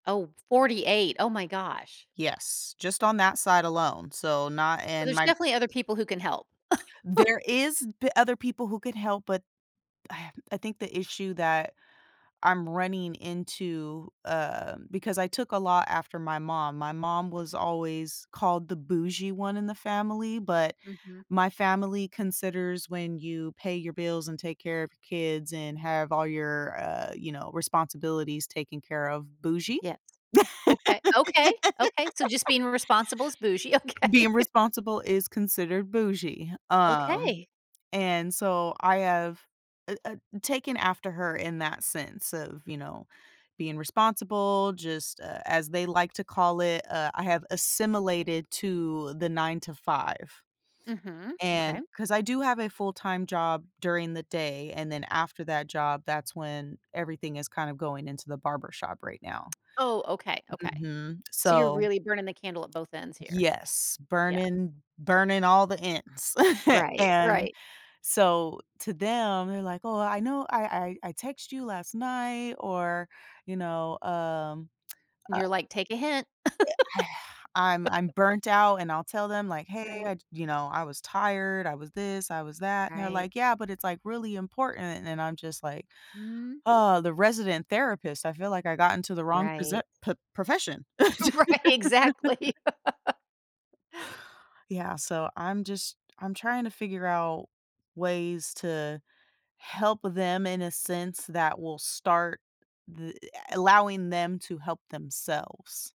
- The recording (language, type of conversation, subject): English, advice, How can I set healthy boundaries without feeling guilty?
- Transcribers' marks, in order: laugh; sigh; laugh; laughing while speaking: "okay"; laugh; chuckle; sigh; laugh; laughing while speaking: "Right, exactly"; laugh